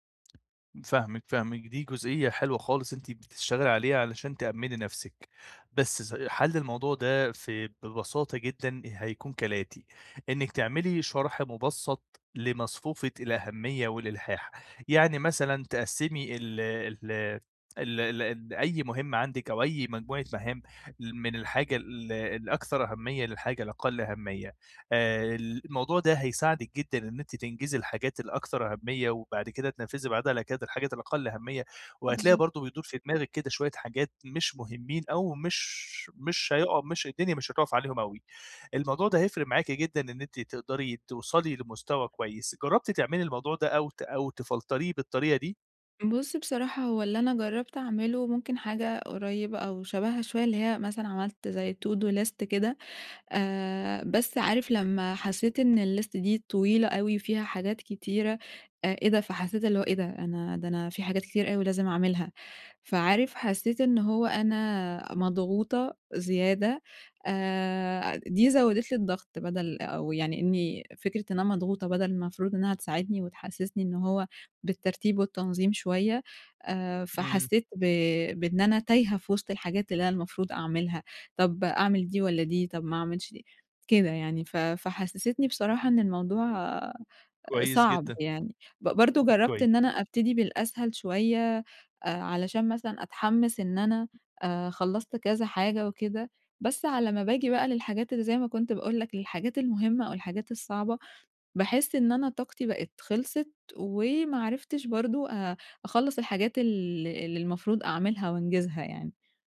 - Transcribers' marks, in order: tapping; in English: "تفلتريه"; in English: "to do list"; in English: "الlist"
- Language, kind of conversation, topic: Arabic, advice, إزاي أرتّب مهامي حسب الأهمية والإلحاح؟